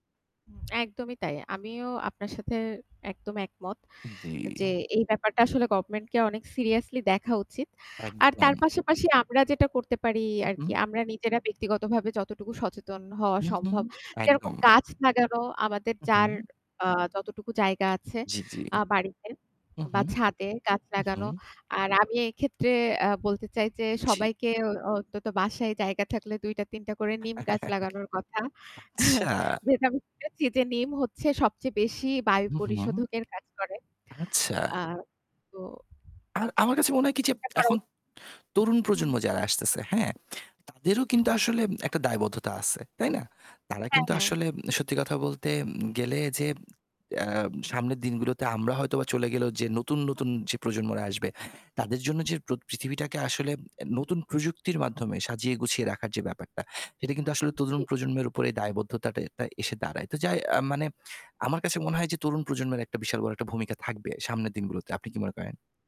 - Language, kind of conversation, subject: Bengali, unstructured, পরিবেশ দূষণ কমাতে আমরা কী করতে পারি?
- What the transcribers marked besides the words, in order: other background noise; static; in English: "গভর্নমেন্ট"; in English: "সিরিয়াসলি"; tapping; laugh; chuckle; distorted speech; "আসতেছে" said as "আসতেসে"; "আছে" said as "আসে"